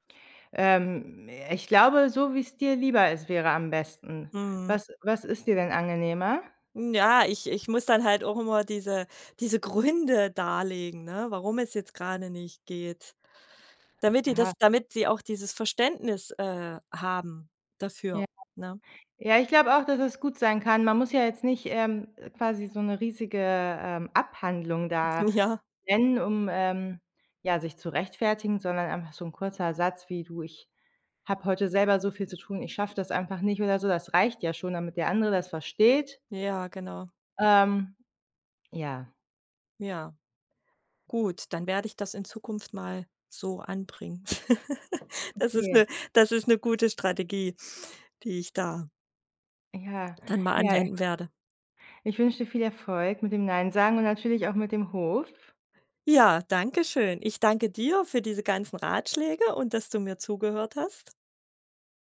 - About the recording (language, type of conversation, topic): German, advice, Warum fällt es dir schwer, bei Bitten Nein zu sagen?
- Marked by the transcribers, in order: other background noise; laugh; joyful: "Ja, danke schön. Ich danke dir"; stressed: "dir"